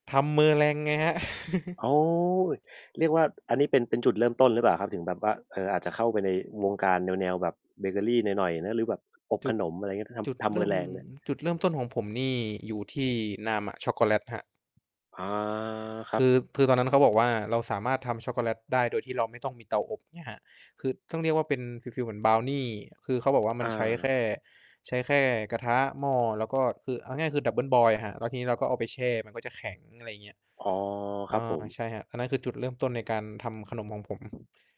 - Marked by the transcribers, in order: distorted speech; chuckle; tapping; static; in English: "Double boil"
- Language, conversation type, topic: Thai, unstructured, คุณกลัวไหมว่าตัวเองจะล้มเหลวระหว่างฝึกทักษะใหม่ๆ?